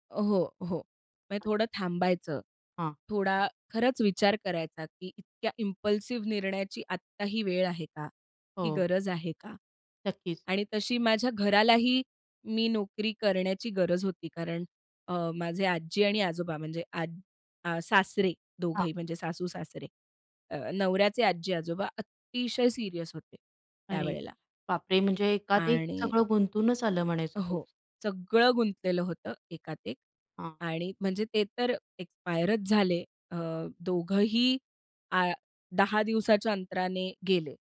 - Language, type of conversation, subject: Marathi, podcast, एखाद्या निर्णयाबद्दल पश्चात्ताप वाटत असेल, तर पुढे तुम्ही काय कराल?
- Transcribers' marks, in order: other noise; tapping; in English: "इम्पल्सिव्ह"; stressed: "अतिशय"